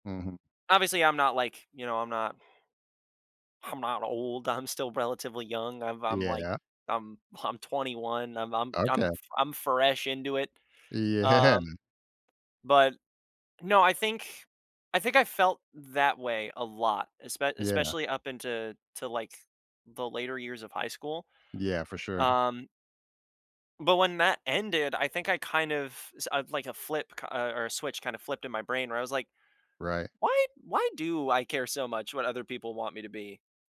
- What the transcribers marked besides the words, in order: chuckle; laughing while speaking: "Yeah"
- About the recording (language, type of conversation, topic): English, unstructured, What influences the way we see ourselves and decide whether to change?
- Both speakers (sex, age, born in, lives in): male, 20-24, United States, United States; male, 55-59, United States, United States